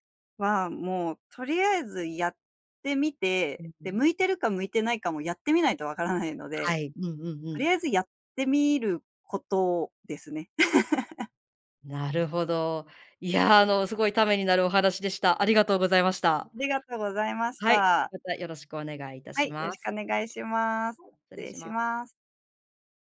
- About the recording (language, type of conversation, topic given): Japanese, podcast, スキルをゼロから学び直した経験を教えてくれますか？
- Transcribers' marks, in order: laugh